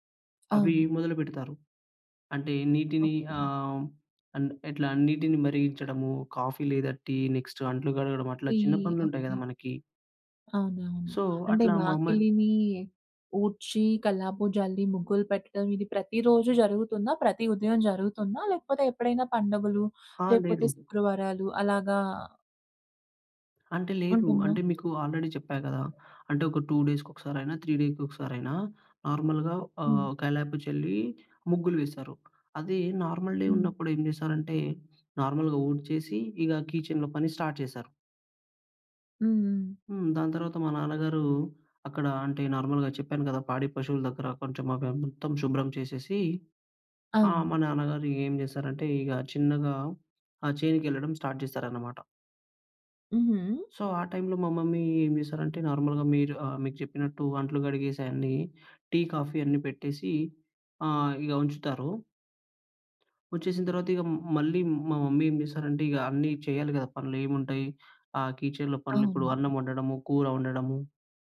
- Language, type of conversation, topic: Telugu, podcast, మీ కుటుంబం ఉదయం ఎలా సిద్ధమవుతుంది?
- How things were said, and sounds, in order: other background noise; in English: "అండ్"; in English: "కాఫీ"; in English: "నెక్స్ట్"; in English: "సో"; tapping; in English: "ఆల్రెడీ"; in English: "టూ"; in English: "త్రీ"; in English: "నార్మల్‌గా"; in English: "నార్మల్ డే"; in English: "నార్మల్‌గా"; in English: "కీచెన్‌లో"; in English: "స్టార్ట్"; in English: "నార్మల్‌గా"; in English: "స్టార్ట్"; in English: "సో"; in English: "మమ్మీ"; in English: "నార్మల్‌గా"; in English: "కాఫీ"; other noise; in English: "మమ్మీ"; in English: "కీచెన్‌లో"